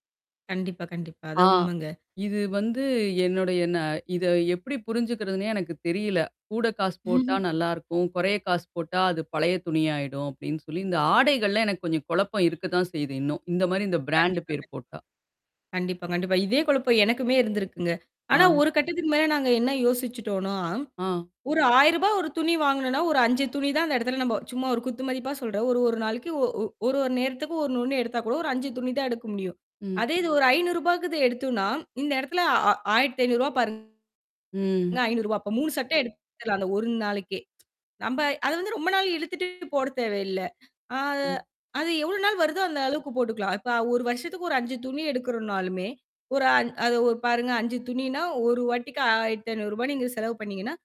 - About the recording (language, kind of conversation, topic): Tamil, podcast, ஒரு பொருள் வாங்கும்போது அது உங்களை உண்மையாக பிரதிபலிக்கிறதா என்பதை நீங்கள் எப்படி முடிவெடுக்கிறீர்கள்?
- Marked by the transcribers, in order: chuckle; mechanical hum; tapping; distorted speech; tsk